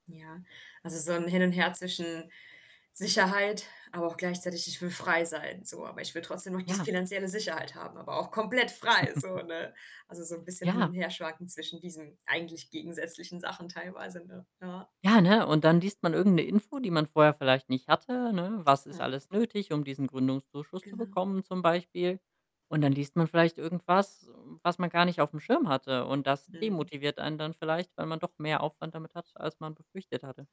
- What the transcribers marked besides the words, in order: static; giggle; other background noise; unintelligible speech
- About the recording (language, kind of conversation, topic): German, podcast, Wie gehst du mit der Angst vor Fehlentscheidungen um?